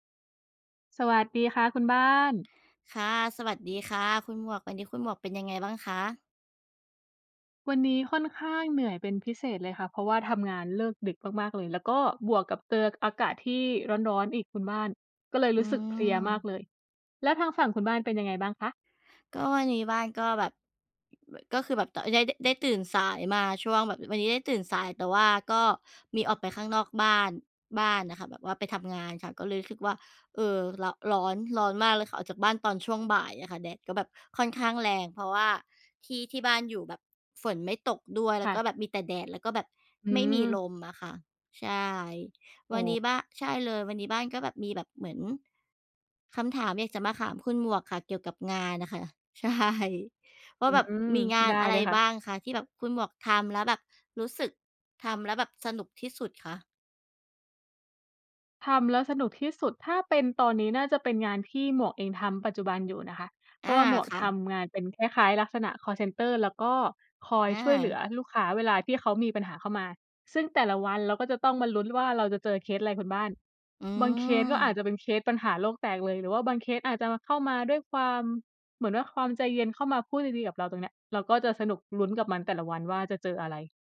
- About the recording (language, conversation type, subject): Thai, unstructured, คุณทำส่วนไหนของงานแล้วรู้สึกสนุกที่สุด?
- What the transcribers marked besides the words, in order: tapping; "ถาม" said as "ขาม"; laughing while speaking: "ใช่"